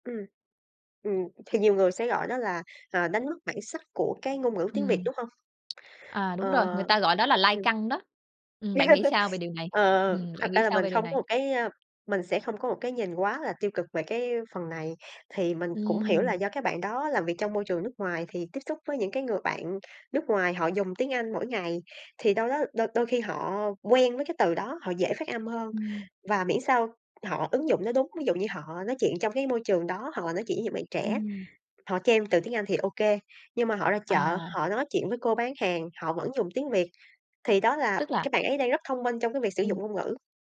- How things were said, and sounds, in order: tapping; laugh; other background noise
- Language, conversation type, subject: Vietnamese, podcast, Bạn muốn truyền lại những giá trị văn hóa nào cho thế hệ sau?